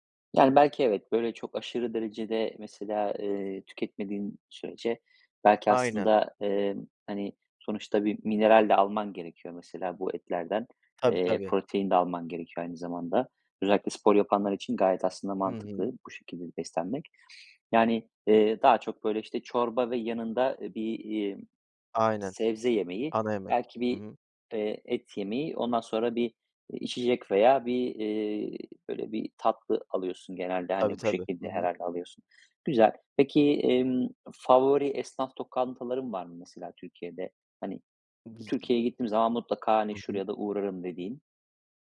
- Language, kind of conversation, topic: Turkish, podcast, Dışarıda yemek yerken sağlıklı seçimleri nasıl yapıyorsun?
- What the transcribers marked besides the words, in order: other background noise; unintelligible speech